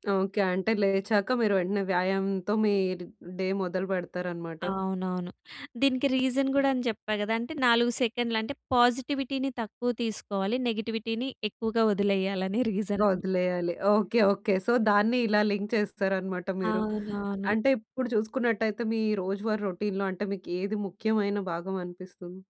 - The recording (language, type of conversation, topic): Telugu, podcast, ప్రతి రోజు బలంగా ఉండటానికి మీరు ఏ రోజువారీ అలవాట్లు పాటిస్తారు?
- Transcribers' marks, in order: in English: "డే"; in English: "రీజన్"; other background noise; in English: "పాజిటివిటీ‌ని"; in English: "నెగెటివిటీ‌ని"; in English: "రీజన్"; in English: "సో"; in English: "లింక్"; in English: "రొటీన్‌లో"